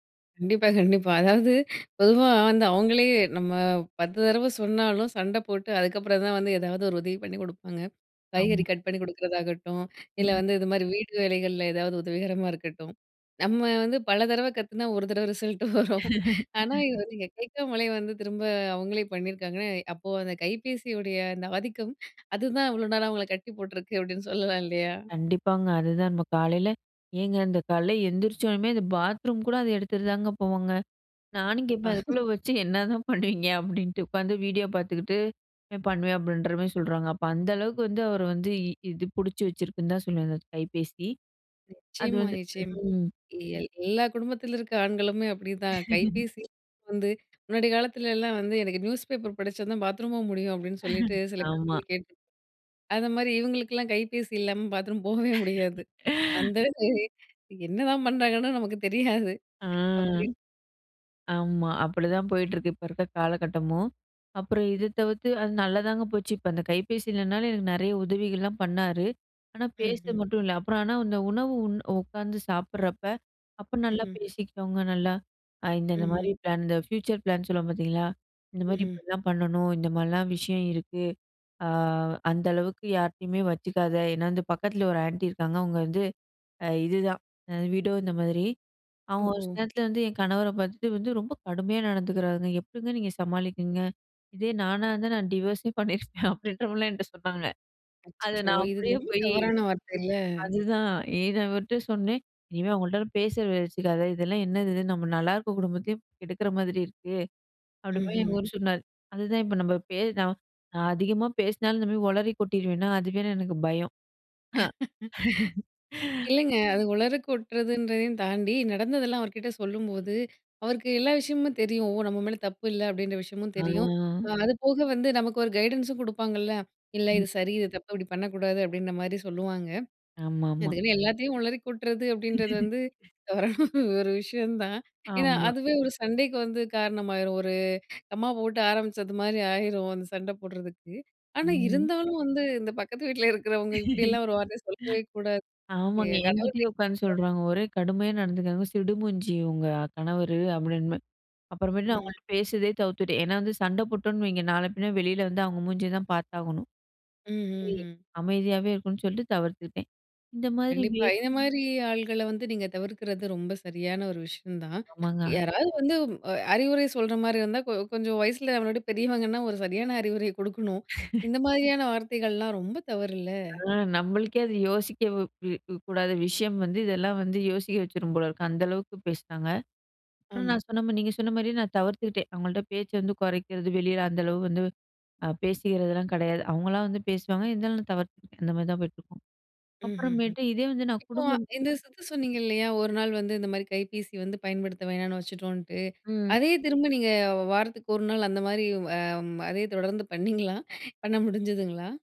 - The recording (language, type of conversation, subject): Tamil, podcast, குடும்ப நேரத்தில் கைபேசி பயன்பாட்டை எப்படி கட்டுப்படுத்துவீர்கள்?
- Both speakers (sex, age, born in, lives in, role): female, 25-29, India, India, guest; female, 30-34, India, India, host
- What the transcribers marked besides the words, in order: laughing while speaking: "பல தடவை கத்துனா ஒரு தடவ ரிசல்ட் வரும்"; laugh; laughing while speaking: "அப்பிடின்னு சொல்லலாம் இல்லயா"; "காலையில" said as "கால்ல"; unintelligible speech; laughing while speaking: "என்னதான் பண்ணுவீங்க?"; laugh; laugh; laugh; laughing while speaking: "பாத்ரூம் போகவே முடியாது"; unintelligible speech; laughing while speaking: "நமக்கு தெரியாது"; laughing while speaking: "டிவர்ஸே பண்ணியிருப்பேன். அப்பிடின்றமாரிலாம் என்ட்ட சொன்னாங்க"; "பேச்சு" said as "பேச வேல"; laugh; "உளறி" said as "உளர"; laugh; drawn out: "ஆ"; laugh; unintelligible speech; laughing while speaking: "ஒரு விஷயம் தான்"; laughing while speaking: "பக்கத்து வீட்டில இருக்கிறவங்க"; laugh; unintelligible speech; "அப்பிடின்றமாரி" said as "அப்பிடின்மா"; unintelligible speech; unintelligible speech; laugh; "யோசிக்க" said as "யோசிக்கவ"; laughing while speaking: "பண்ணீங்களா? பண்ண முடிஞ்சுதுங்களா?"